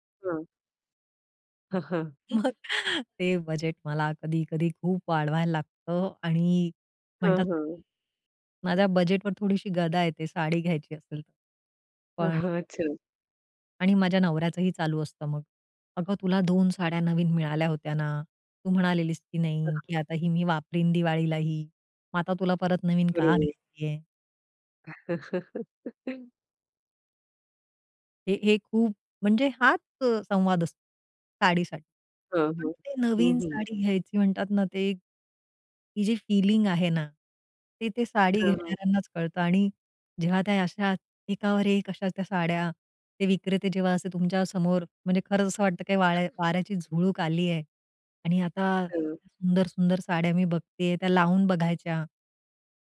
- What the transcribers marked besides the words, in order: laughing while speaking: "मग"; other noise; tapping; laughing while speaking: "हं"; unintelligible speech; other background noise; laugh
- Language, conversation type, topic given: Marathi, podcast, कपड्यांमध्ये आराम आणि देखणेपणा यांचा समतोल तुम्ही कसा साधता?